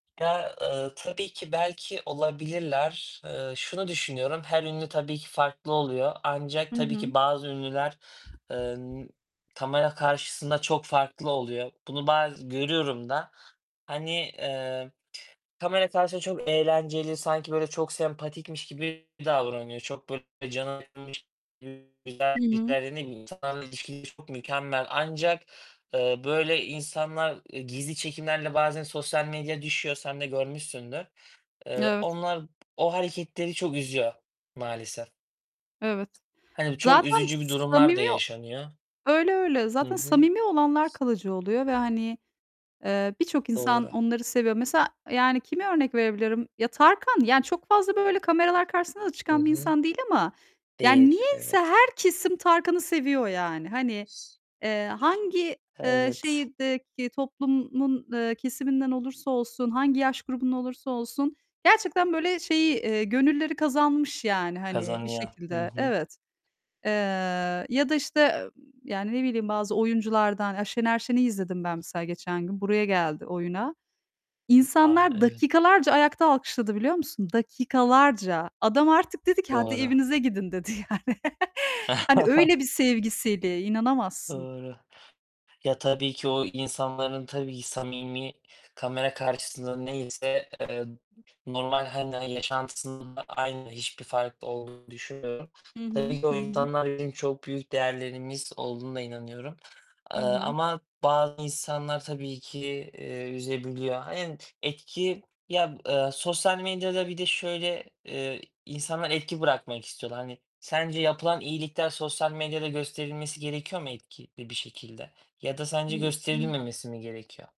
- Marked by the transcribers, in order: distorted speech; other background noise; unintelligible speech; static; tapping; other noise; "toplumun" said as "toplummun"; laughing while speaking: "yani"; laugh; chuckle; unintelligible speech
- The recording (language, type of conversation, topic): Turkish, unstructured, Başkalarını etkilemek için kendini nasıl sunarsın?